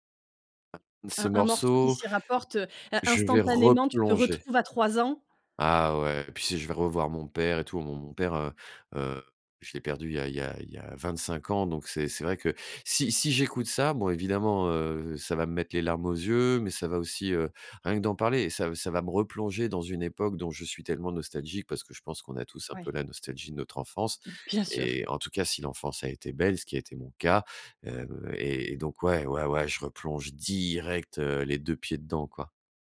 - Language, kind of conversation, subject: French, podcast, Quelle musique te transporte directement dans un souvenir précis ?
- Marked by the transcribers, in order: stressed: "direct"